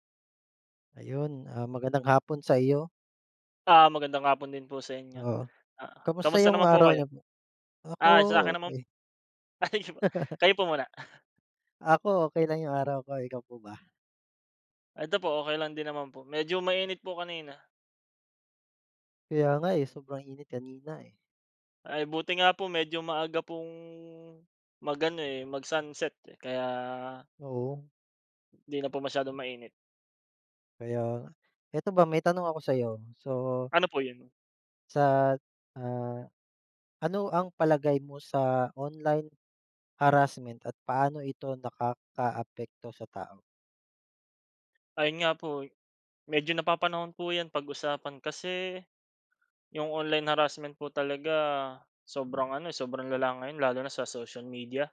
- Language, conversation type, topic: Filipino, unstructured, Ano ang palagay mo sa panliligalig sa internet at paano ito nakaaapekto sa isang tao?
- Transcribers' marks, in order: laughing while speaking: "ay sige po"; laugh; chuckle